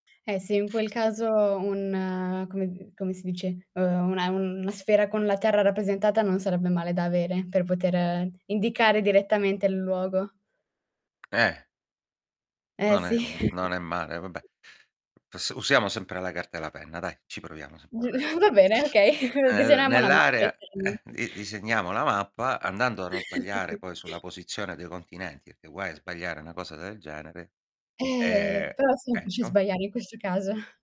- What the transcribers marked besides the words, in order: tapping; chuckle; other background noise; laughing while speaking: "Giu va bene, okay"; unintelligible speech; laugh; distorted speech; unintelligible speech; chuckle; "perché" said as "pché"; drawn out: "Eh"; drawn out: "e"; chuckle
- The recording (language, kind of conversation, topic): Italian, podcast, Come spiegheresti le stagioni a un ragazzo con parole semplici?